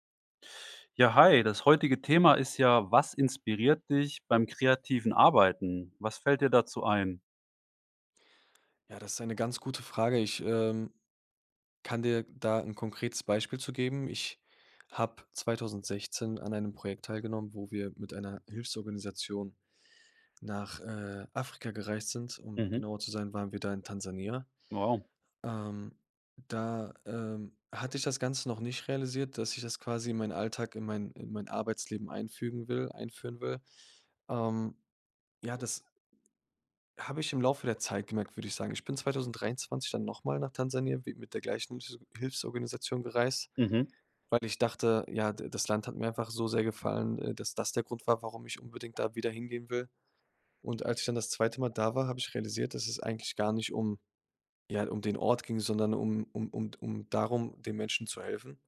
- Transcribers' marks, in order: unintelligible speech
- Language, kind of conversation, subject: German, podcast, Was inspiriert dich beim kreativen Arbeiten?